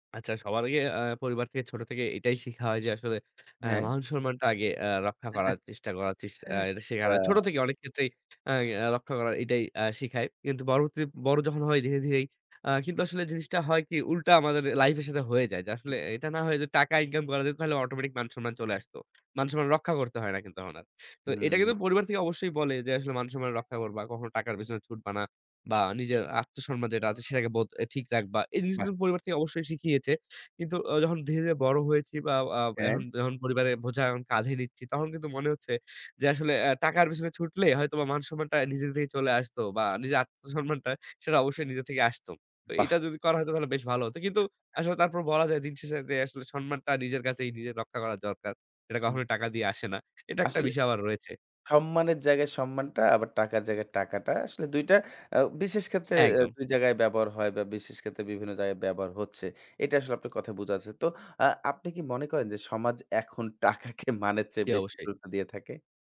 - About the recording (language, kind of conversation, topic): Bengali, podcast, টাকা আর জীবনের অর্থের মধ্যে আপনার কাছে কোনটি বেশি গুরুত্বপূর্ণ?
- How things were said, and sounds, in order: "আচ্ছা" said as "আচ্চা"; other background noise; chuckle; "এখন" said as "এহন"; "যখন" said as "জেহন"; "বোঝা" said as "ভোজা"; "রয়েছে" said as "রয়েচে"; "বোঝা" said as "বুজা"; laughing while speaking: "টাকাকে মানের চেয়ে"